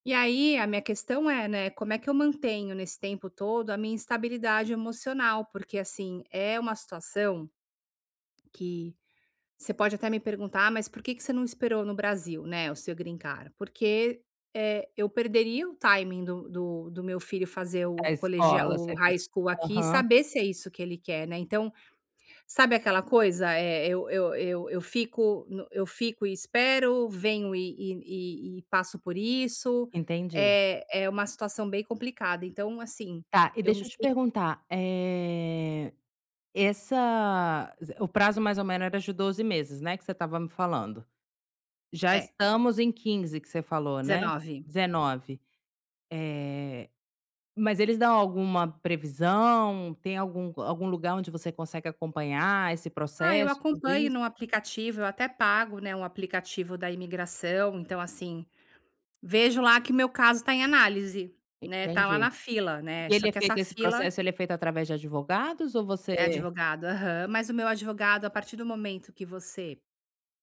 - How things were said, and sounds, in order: in English: "green card?"; in English: "timing"; in English: "High School"; other noise; tapping
- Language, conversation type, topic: Portuguese, advice, Como posso encontrar estabilidade emocional em tempos incertos?